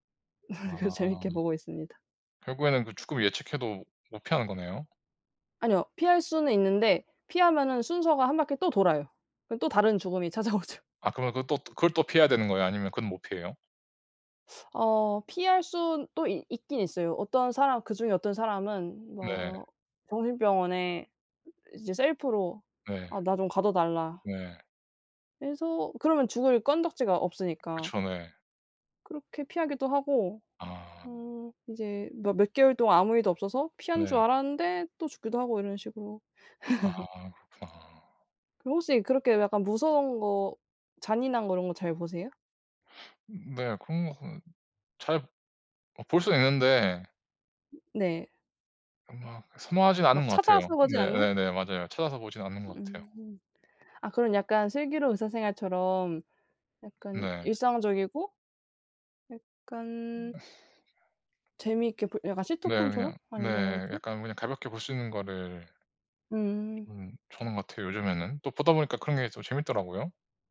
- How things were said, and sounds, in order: laugh; other background noise; laughing while speaking: "찾아오죠"; teeth sucking; laugh; tapping; sniff; grunt
- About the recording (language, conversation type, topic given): Korean, unstructured, 최근에 본 영화나 드라마 중 추천하고 싶은 작품이 있나요?